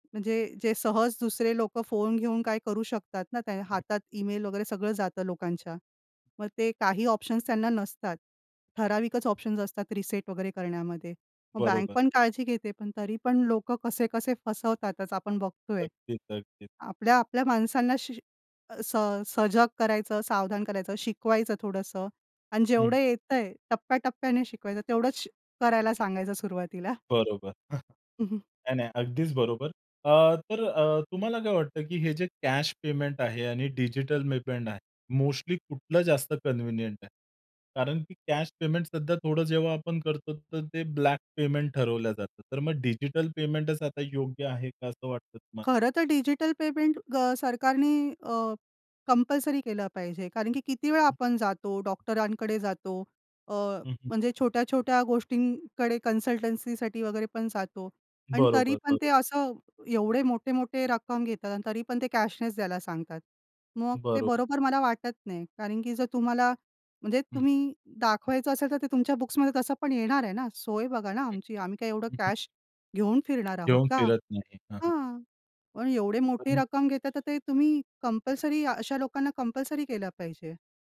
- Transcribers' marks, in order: other background noise; chuckle; in English: "कन्व्हिनियंट"; tapping; in English: "कन्सल्टंसीसाठी"; other noise
- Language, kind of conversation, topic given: Marathi, podcast, डिजिटल देयकांमुळे तुमचे व्यवहार कसे अधिक सोपे झाले?